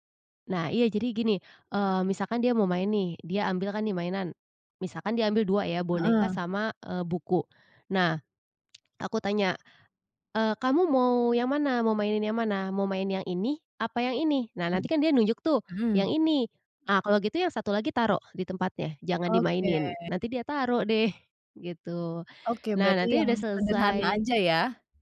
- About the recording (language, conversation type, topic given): Indonesian, podcast, Bagaimana kamu menyampaikan nilai kepada anak melalui contoh?
- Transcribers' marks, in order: tapping; tsk